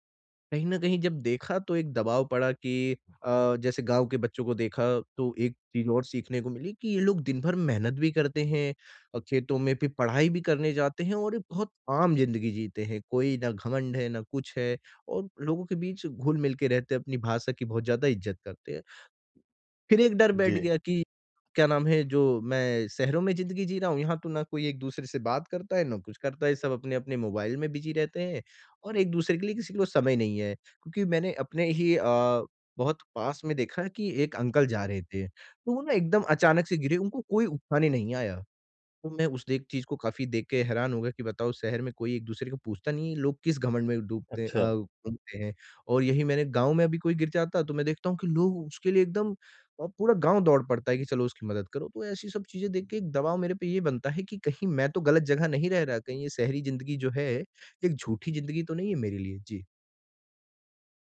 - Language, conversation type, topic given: Hindi, advice, FOMO और सामाजिक दबाव
- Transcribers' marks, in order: in English: "बिज़ी"